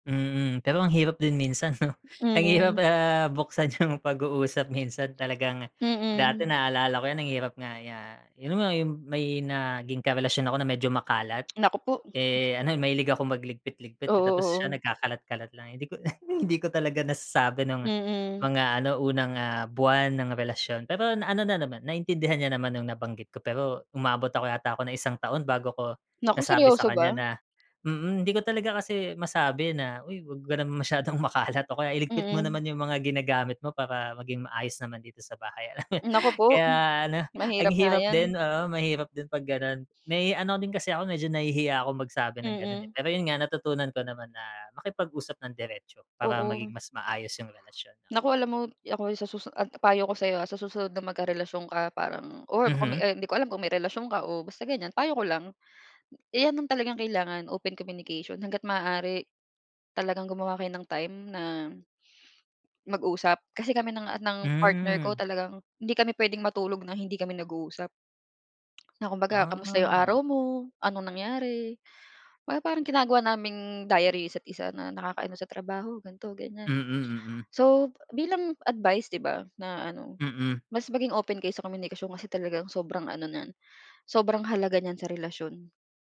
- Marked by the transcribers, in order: laughing while speaking: "'no. Ang hirap, ah, buksan yung pag-uusap, minsan"; other background noise; other noise; tongue click; chuckle; chuckle; laughing while speaking: "masyadong makalat"; laughing while speaking: "alam"; lip smack; tapping
- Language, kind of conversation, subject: Filipino, unstructured, Ano ang pinakamahalagang katangian sa isang relasyon para sa’yo?